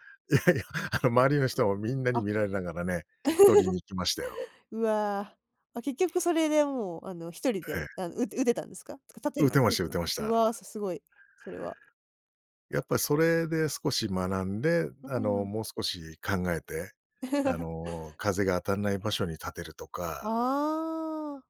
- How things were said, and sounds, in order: laughing while speaking: "いや いや"; chuckle; chuckle
- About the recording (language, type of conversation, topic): Japanese, podcast, 趣味でいちばん楽しい瞬間はどんなときですか？